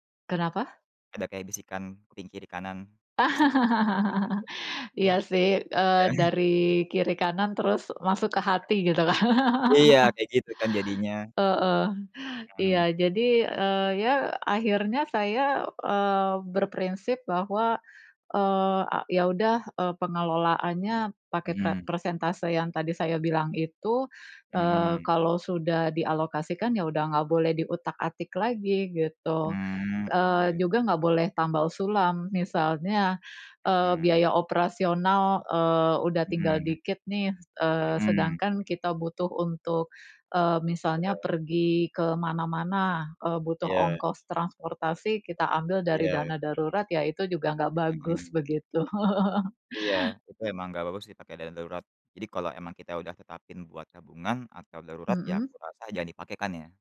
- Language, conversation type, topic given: Indonesian, unstructured, Bagaimana kamu mulai menabung untuk masa depan?
- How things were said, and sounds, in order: laugh; tapping; other noise; chuckle; laugh; other background noise; chuckle